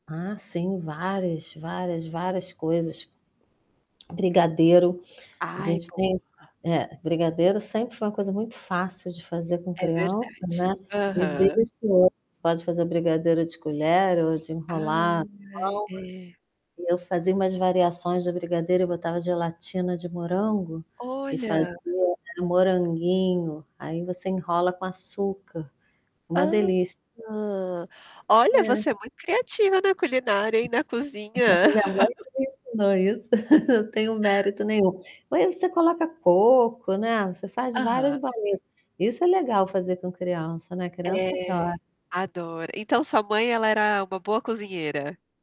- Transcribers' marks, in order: static; unintelligible speech; other background noise; drawn out: "Ai"; distorted speech; tapping; drawn out: "Hã"; chuckle; laugh; chuckle
- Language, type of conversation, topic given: Portuguese, unstructured, Que prato te lembra a infância?